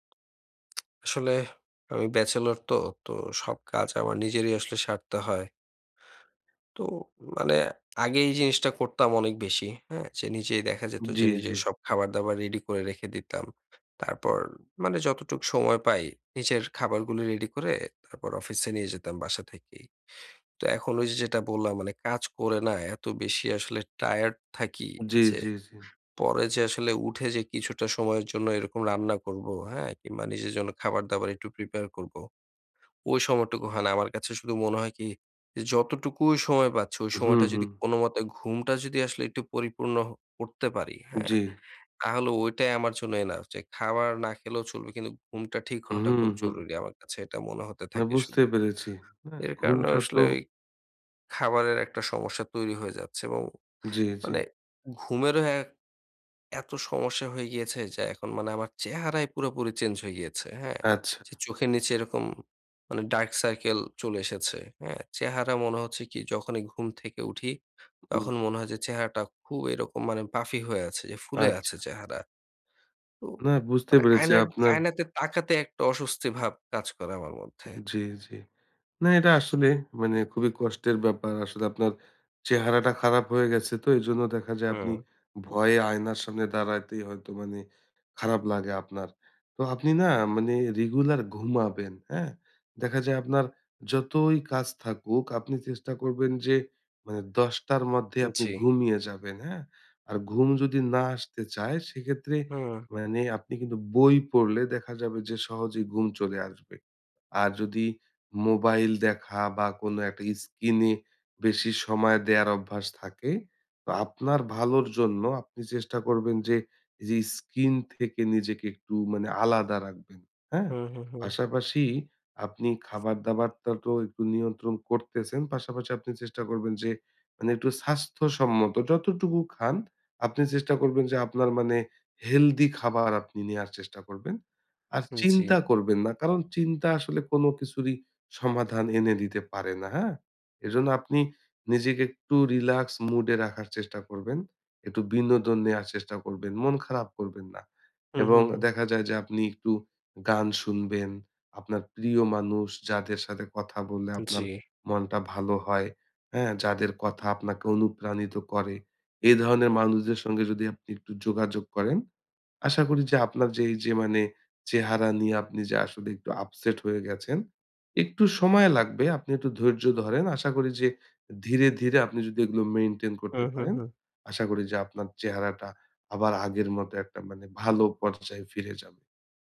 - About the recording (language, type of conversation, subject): Bengali, advice, নিজের শরীর বা চেহারা নিয়ে আত্মসম্মান কমে যাওয়া
- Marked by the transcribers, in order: tsk; in English: "dark circle"; in English: "puffy"; alarm; "স্ক্রীন" said as "স্কিন"; "স্ক্রীন" said as "স্কিন"; in English: "relax mood"; in English: "upset"